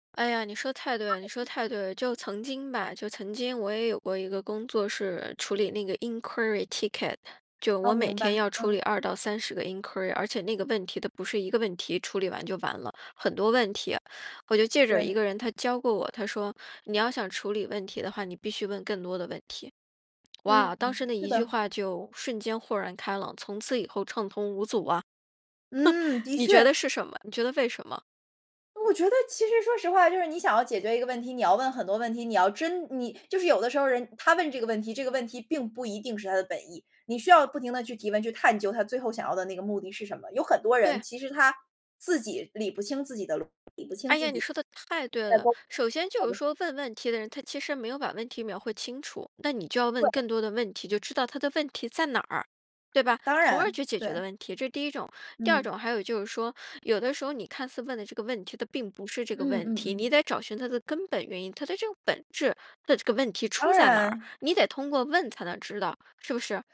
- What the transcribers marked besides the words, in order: unintelligible speech; in English: "inquiry ticket"; in English: "inquiry"; laugh; unintelligible speech; unintelligible speech
- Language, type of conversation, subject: Chinese, podcast, 你从大自然中学到了哪些人生道理？